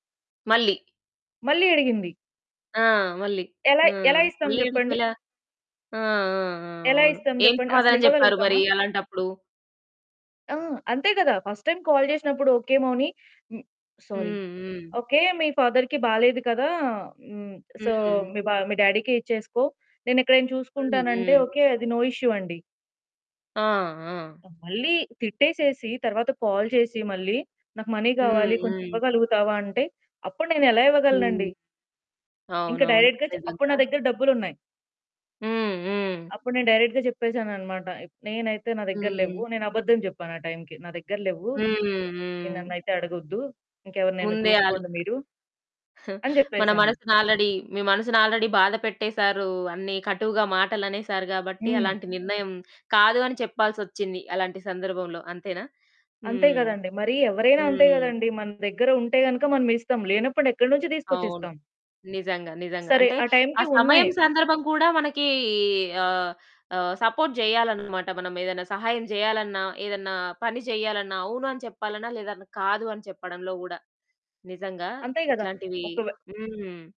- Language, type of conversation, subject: Telugu, podcast, అవసర సమయాల్లో ‘కాదు’ చెప్పడం మీరు ఎలా నేర్చుకున్నారు?
- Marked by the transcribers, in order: in English: "ఫస్ట్ టైమ్ కాల్"; in English: "సారీ"; in English: "ఫాదర్‌కి"; in English: "సో"; in English: "డాడీకె"; in English: "నో ఇష్యూ"; other background noise; in English: "కాల్"; in English: "మనీ"; in English: "డైరెక్ట్‌గా"; in English: "డైరెక్ట్‌గా"; chuckle; in English: "ఆల్రెడీ"; in English: "ఆల్రెడీ"; distorted speech; in English: "సపోర్ట్"